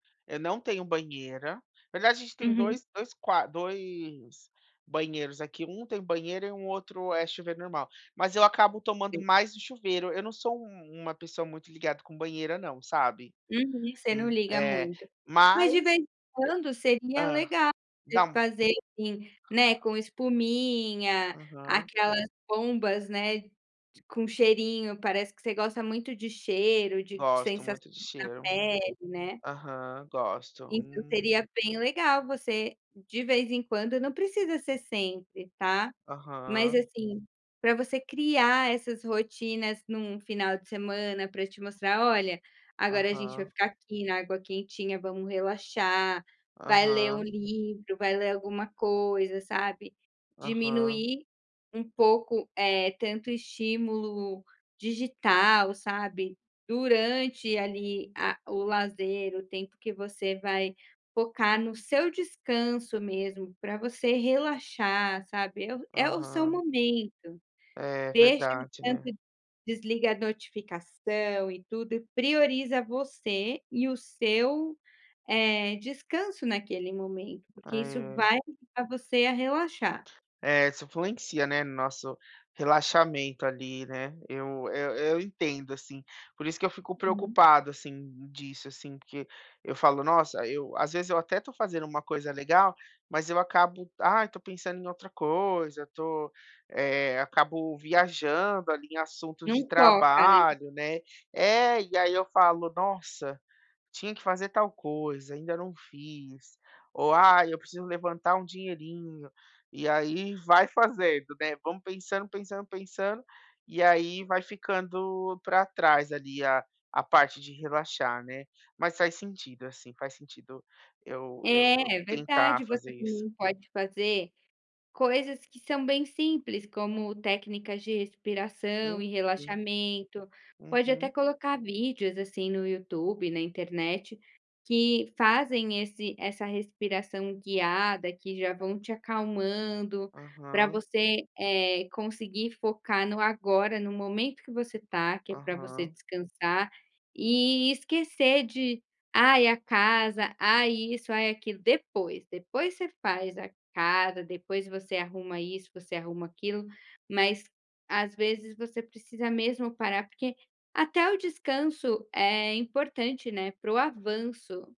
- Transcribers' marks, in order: tapping; other background noise
- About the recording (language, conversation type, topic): Portuguese, advice, Por que não consigo relaxar no meu tempo livre?